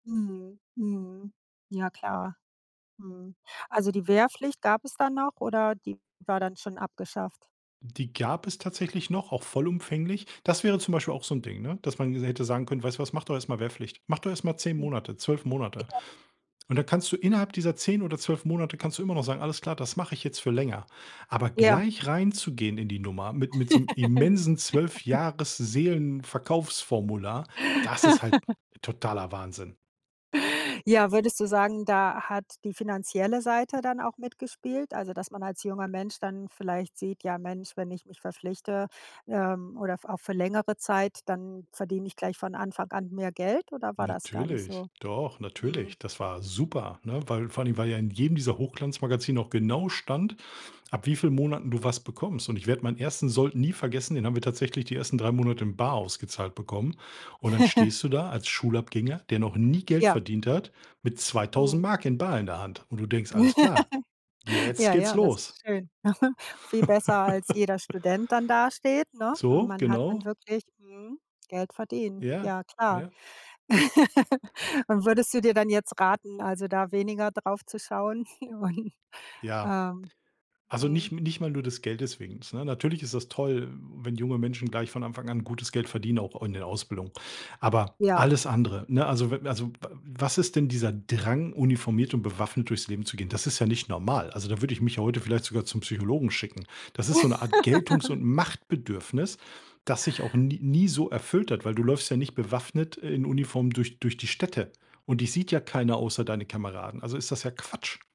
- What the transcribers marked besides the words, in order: laugh; stressed: "gleich reinzugehen"; laugh; other background noise; stressed: "super"; stressed: "bar"; chuckle; stressed: "nie"; laugh; chuckle; laugh; laugh; snort; laughing while speaking: "Und"; stressed: "Drang"; laugh; stressed: "Machtbedürfnis"
- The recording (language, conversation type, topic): German, podcast, Welchen Rat würdest du deinem jüngeren Ich geben?